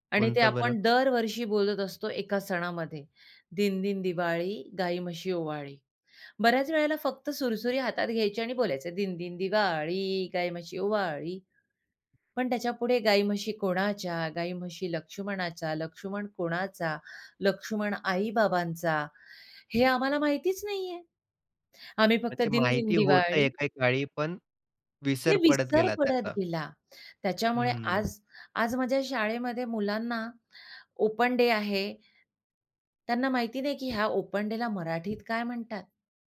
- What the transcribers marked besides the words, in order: singing: "दिनदिन दिवाळी, गाई म्हशी ओवाळी"; other background noise; tapping; in English: "ओपन डे"; other noise; in English: "ओपन डेला"
- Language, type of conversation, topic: Marathi, podcast, भाषा हरवली तर आपली ओळखही हरवते असं तुम्हाला वाटतं का?